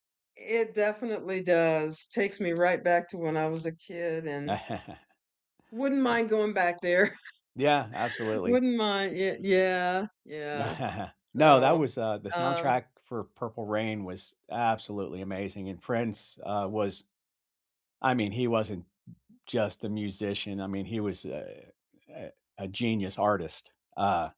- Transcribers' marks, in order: tapping; other background noise; chuckle; chuckle; chuckle
- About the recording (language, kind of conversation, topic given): English, unstructured, Which movie soundtracks instantly transport you back, and what memories come flooding in?
- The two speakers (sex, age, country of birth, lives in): female, 65-69, United States, United States; male, 60-64, United States, United States